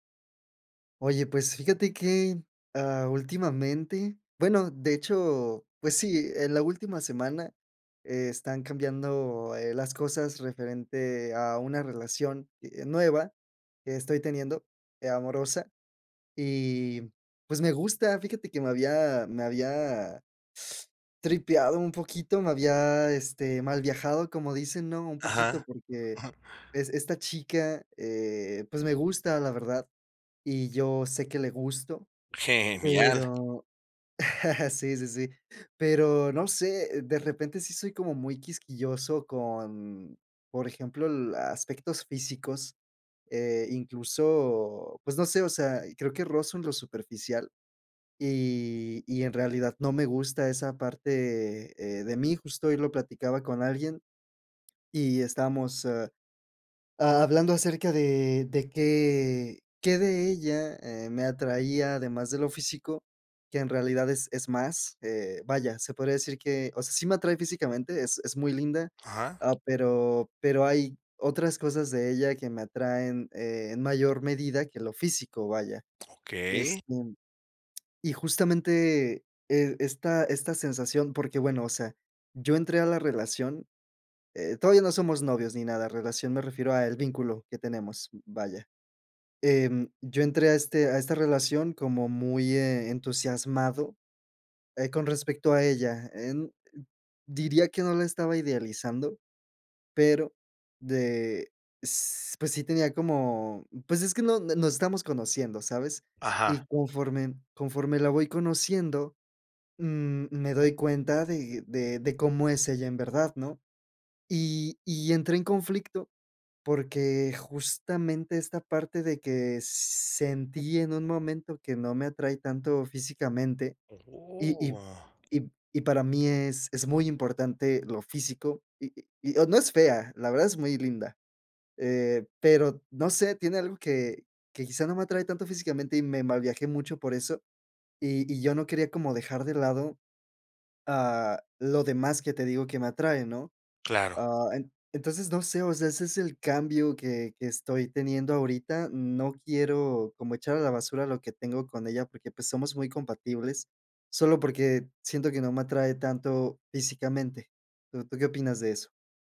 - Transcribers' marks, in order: teeth sucking; chuckle; chuckle; tapping; other background noise
- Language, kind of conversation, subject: Spanish, advice, ¿Cómo puedo mantener la curiosidad cuando todo cambia a mi alrededor?